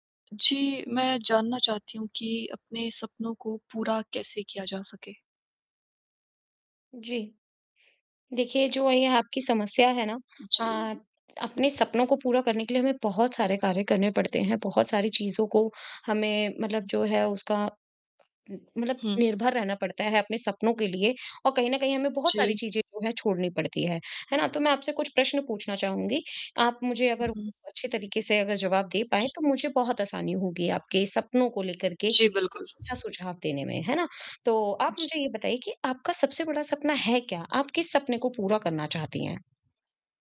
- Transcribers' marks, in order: distorted speech; static
- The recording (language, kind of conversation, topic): Hindi, advice, मैं अपने बड़े सपनों को रोज़मर्रा के छोटे, नियमित कदमों में कैसे बदलूँ?
- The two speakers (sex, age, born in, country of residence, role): female, 20-24, India, India, user; female, 25-29, India, India, advisor